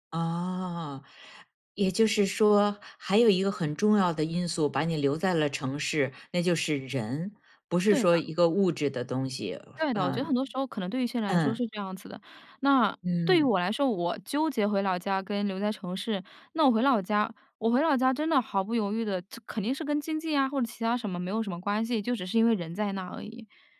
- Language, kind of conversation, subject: Chinese, podcast, 你会选择留在城市，还是回老家发展？
- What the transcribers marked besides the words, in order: other noise